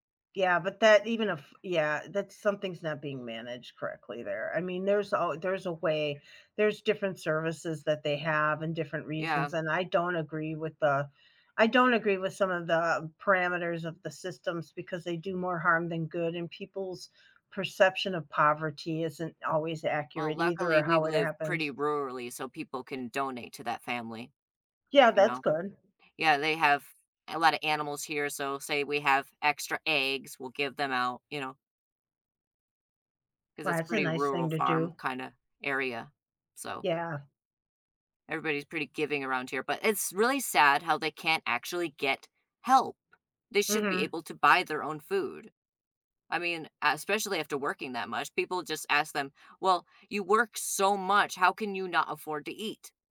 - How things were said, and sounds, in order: none
- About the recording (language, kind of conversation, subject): English, unstructured, How do you handle stress in a positive way?
- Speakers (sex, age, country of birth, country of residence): female, 60-64, United States, United States; male, 30-34, United States, United States